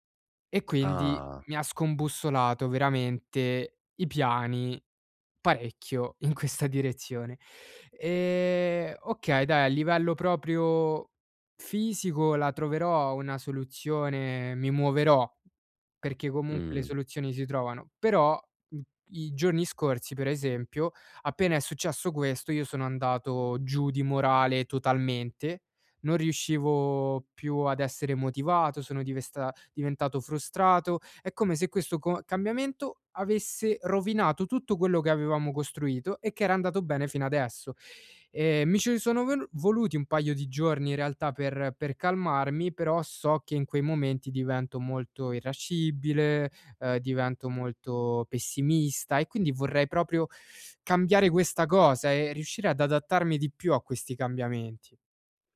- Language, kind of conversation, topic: Italian, advice, Come posso adattarmi quando un cambiamento improvviso mi fa sentire fuori controllo?
- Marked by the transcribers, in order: laughing while speaking: "in questa"; tapping